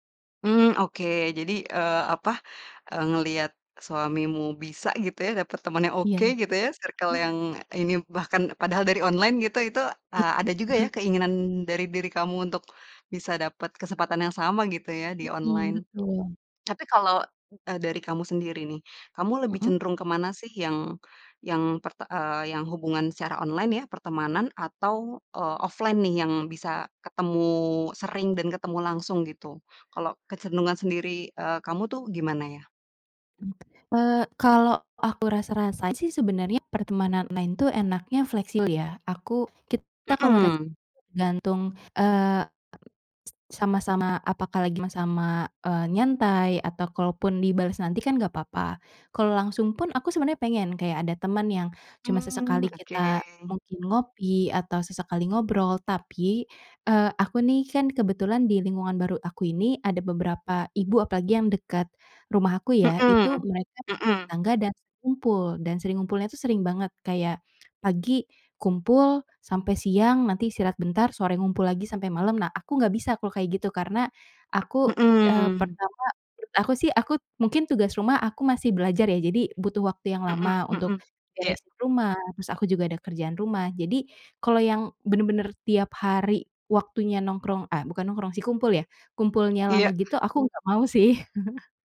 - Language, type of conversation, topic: Indonesian, advice, Bagaimana cara mendapatkan teman dan membangun jaringan sosial di kota baru jika saya belum punya teman atau jaringan apa pun?
- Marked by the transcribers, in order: chuckle; tapping; in English: "offline"; other background noise; chuckle